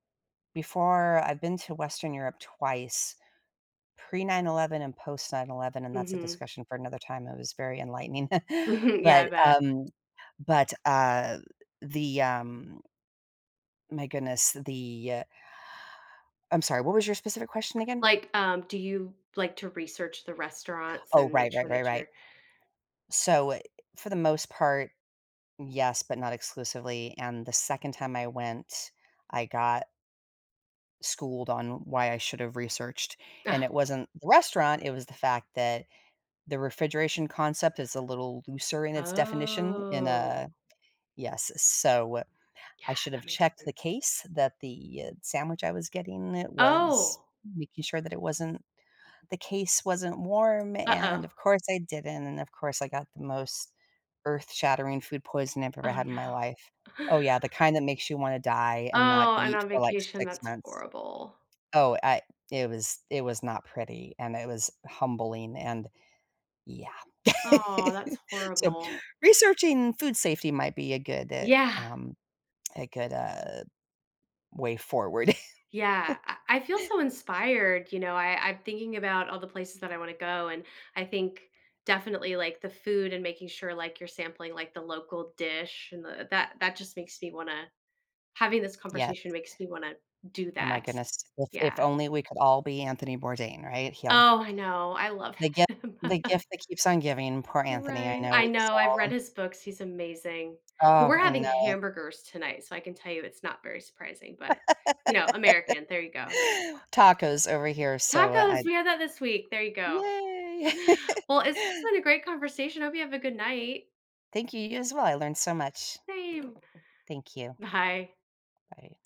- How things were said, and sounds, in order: chuckle; chuckle; inhale; other background noise; drawn out: "Oh"; tapping; gasp; laugh; laugh; laughing while speaking: "him"; background speech; laugh; chuckle; laughing while speaking: "Bye"
- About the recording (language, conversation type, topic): English, unstructured, What is the most surprising food you have ever tried?
- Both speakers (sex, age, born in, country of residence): female, 45-49, United States, United States; female, 55-59, United States, United States